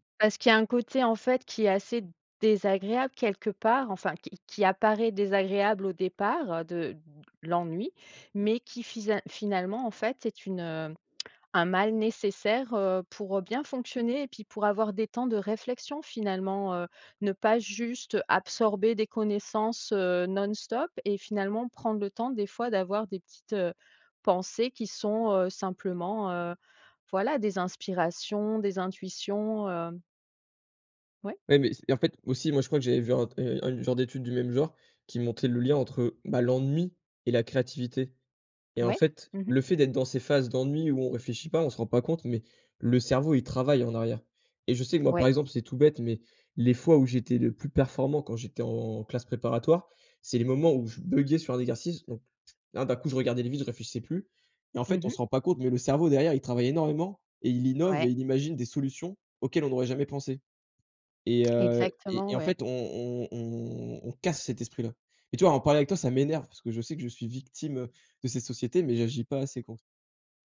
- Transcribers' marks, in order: tapping; stressed: "buggais"; stressed: "casse"; stressed: "m'énerve"
- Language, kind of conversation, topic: French, podcast, Comment t’organises-tu pour faire une pause numérique ?